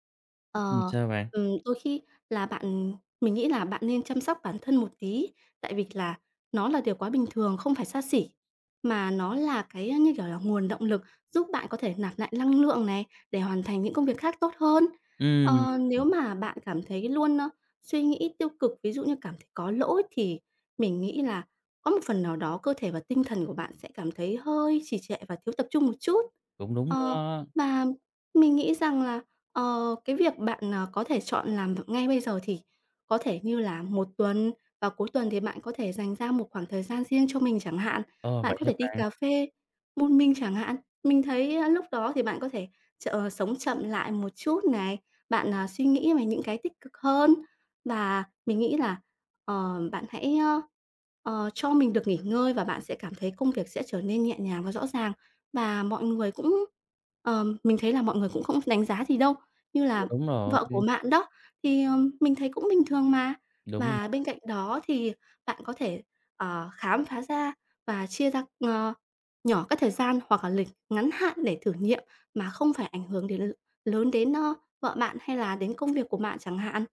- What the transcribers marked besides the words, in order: tapping; other noise; unintelligible speech; unintelligible speech
- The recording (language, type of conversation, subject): Vietnamese, advice, Làm sao để dành thời gian cho sở thích mà không cảm thấy có lỗi?